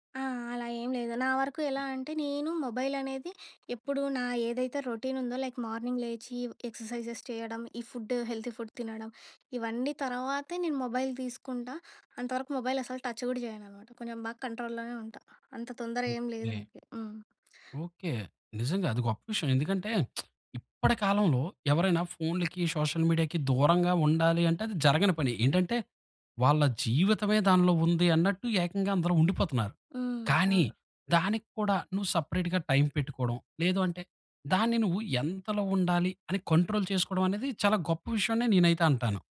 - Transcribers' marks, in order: in English: "మొబైల్"; in English: "రొటీన్"; in English: "లైక్ మార్నింగ్"; in English: "ఎక్ససైజెస్"; in English: "ఫుడ్, హెల్తీ ఫుడ్"; in English: "మొబైల్"; in English: "మొబైల్"; in English: "టచ్"; in English: "కంట్రోల్"; lip smack; in English: "సెపరేట్‌గా"; in English: "కంట్రోల్"
- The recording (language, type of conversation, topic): Telugu, podcast, మీ ఉదయం ఎలా ప్రారంభిస్తారు?